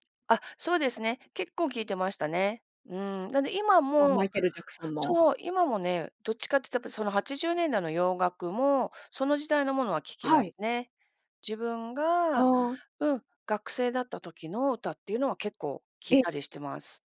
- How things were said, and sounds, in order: tapping
- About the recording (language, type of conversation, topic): Japanese, podcast, 昔好きだった曲は、今でも聴けますか？